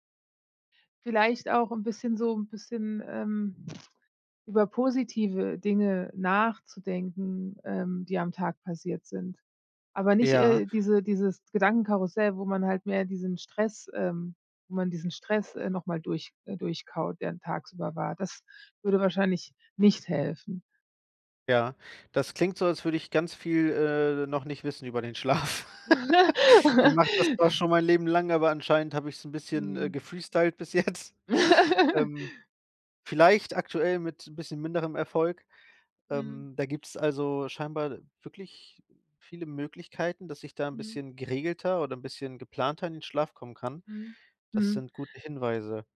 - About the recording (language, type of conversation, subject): German, advice, Warum kann ich trotz Müdigkeit nicht einschlafen?
- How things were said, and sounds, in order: other noise; tapping; laugh; in English: "gefreestylt"; laugh; laughing while speaking: "bis jetzt"; other background noise